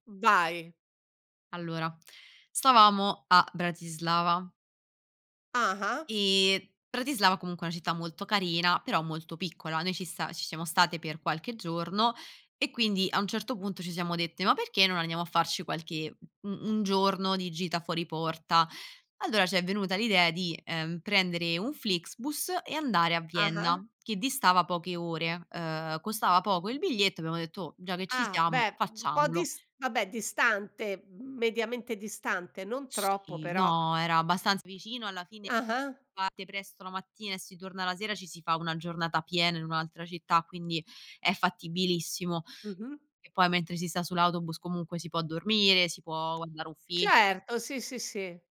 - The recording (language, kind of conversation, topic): Italian, podcast, Raccontami di un errore che ti ha insegnato tanto?
- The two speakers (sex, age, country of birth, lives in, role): female, 25-29, Italy, Italy, guest; female, 60-64, Italy, Italy, host
- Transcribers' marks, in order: other background noise